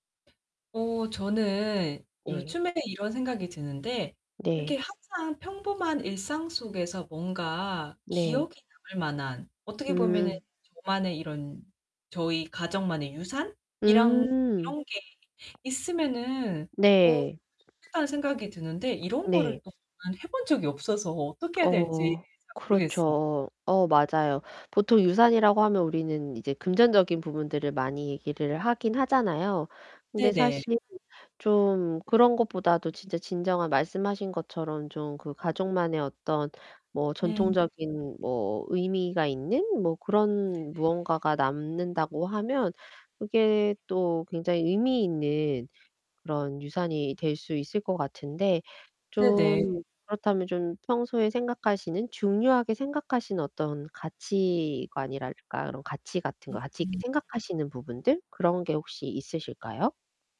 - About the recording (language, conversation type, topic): Korean, advice, 평범한 일상 속에서 의미 있는 유산을 남기려면 어떻게 균형을 잡아야 할까요?
- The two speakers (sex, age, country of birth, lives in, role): female, 30-34, South Korea, United States, user; female, 40-44, South Korea, United States, advisor
- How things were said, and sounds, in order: static; other background noise; distorted speech